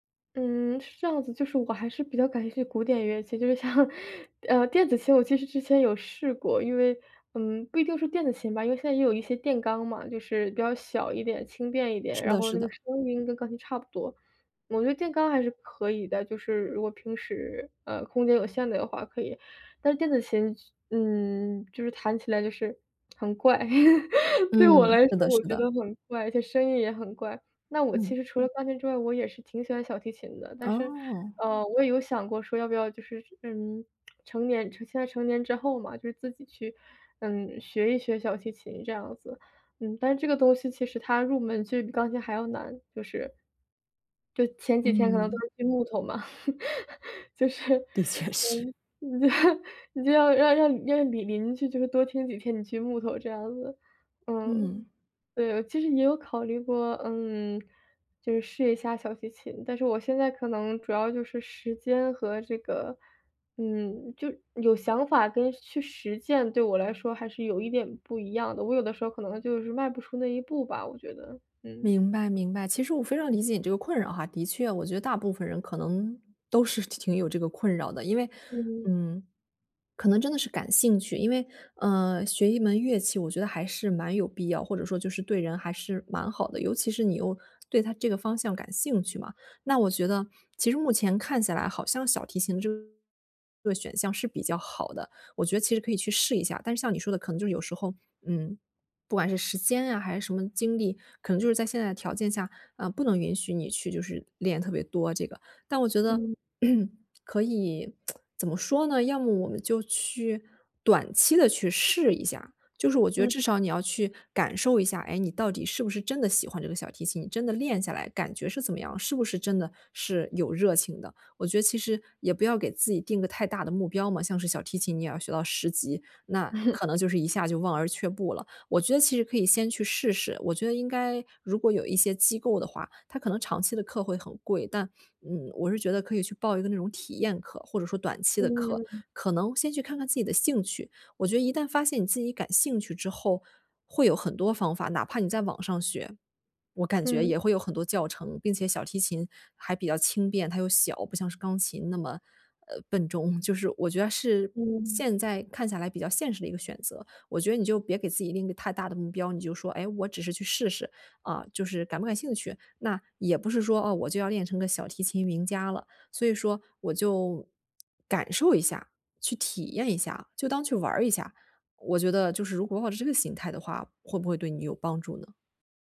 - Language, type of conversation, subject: Chinese, advice, 我怎样才能重新找回对爱好的热情？
- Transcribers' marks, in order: laughing while speaking: "像"; laugh; laughing while speaking: "的确是"; laugh; laughing while speaking: "就是，嗯"; throat clearing; tsk; laugh